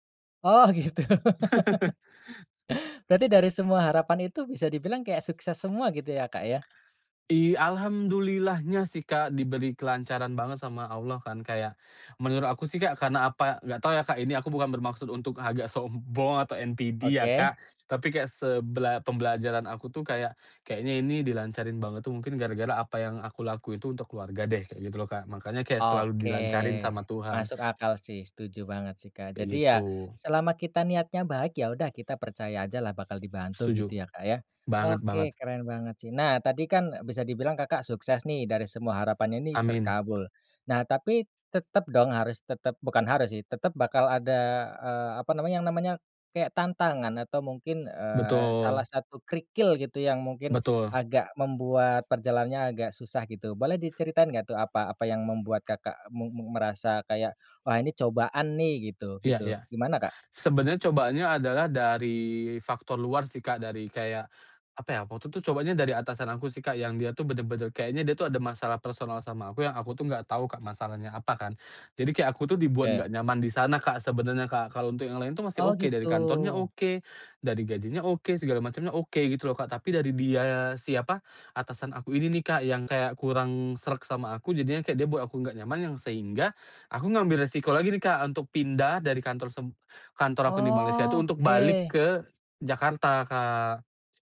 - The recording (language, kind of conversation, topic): Indonesian, podcast, Bagaimana kamu menentukan kapan harus mengambil risiko?
- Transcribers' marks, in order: laughing while speaking: "gitu"; chuckle; laugh; tapping; laughing while speaking: "sombong"; in English: "NPD"; other background noise